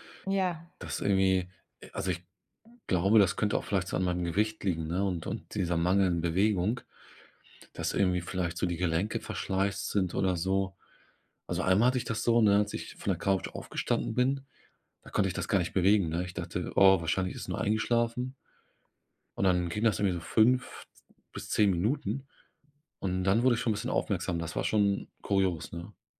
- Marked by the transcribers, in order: other background noise
- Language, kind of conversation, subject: German, advice, Warum fällt es mir schwer, regelmäßig Sport zu treiben oder mich zu bewegen?